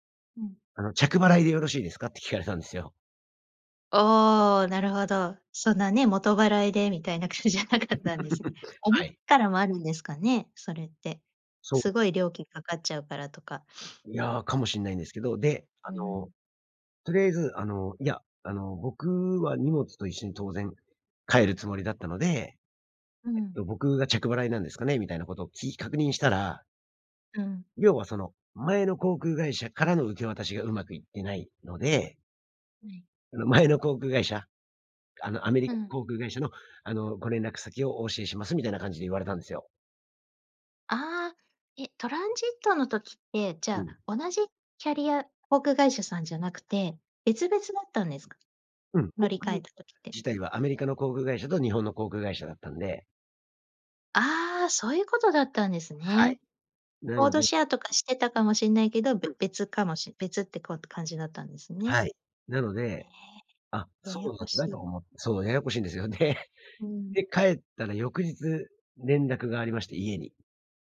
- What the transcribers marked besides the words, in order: laughing while speaking: "感じじゃなかったんですね"; chuckle; other noise; other background noise; in English: "コードシェア"
- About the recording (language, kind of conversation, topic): Japanese, podcast, 荷物が届かなかったとき、どう対応しましたか？